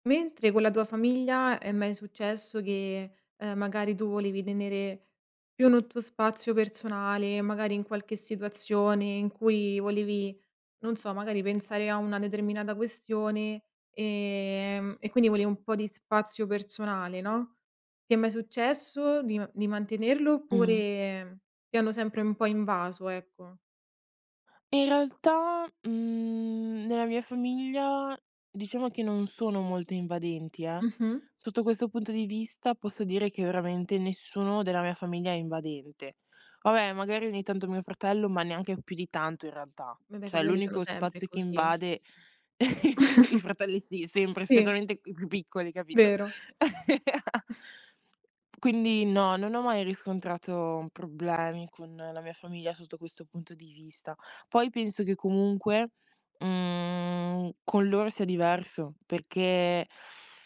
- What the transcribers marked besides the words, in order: "Cioè" said as "Ceh"; chuckle; laugh; laugh; chuckle
- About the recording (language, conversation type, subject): Italian, podcast, In che modo lo spazio personale influisce sul dialogo?